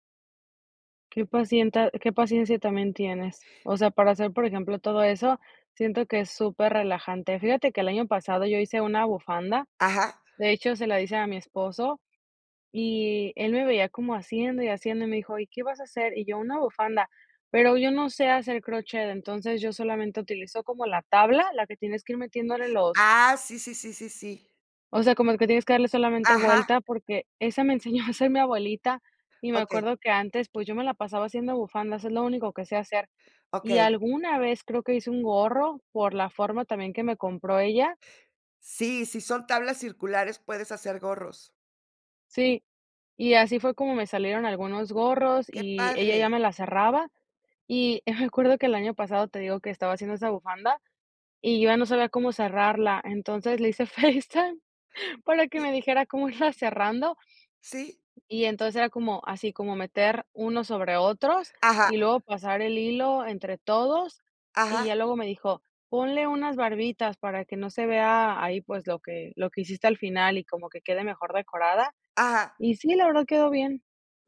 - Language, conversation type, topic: Spanish, podcast, ¿Cómo encuentras tiempo para crear entre tus obligaciones?
- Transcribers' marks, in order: laughing while speaking: "enseñó"; laughing while speaking: "FaceTime"; other noise